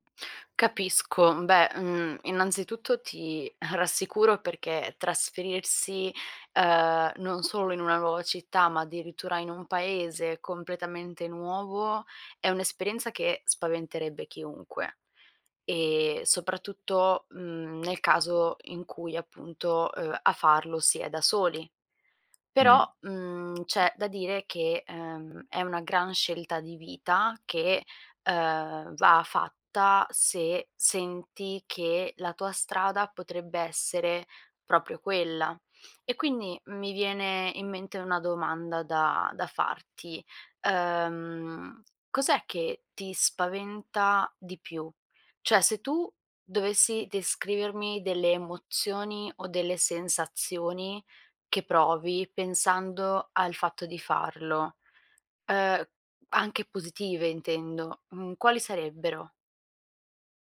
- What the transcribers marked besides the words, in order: other background noise; laughing while speaking: "rassicuro"; tapping
- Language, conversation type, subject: Italian, advice, Come posso affrontare la solitudine e il senso di isolamento dopo essermi trasferito in una nuova città?